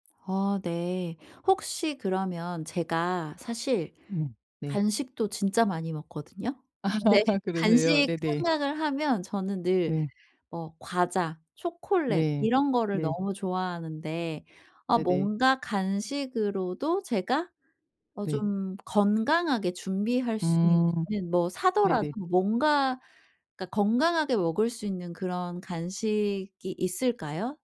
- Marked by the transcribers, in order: other background noise; laugh
- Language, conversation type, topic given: Korean, advice, 바쁜 일정 속에서 건강한 식사를 꾸준히 유지하려면 어떻게 해야 하나요?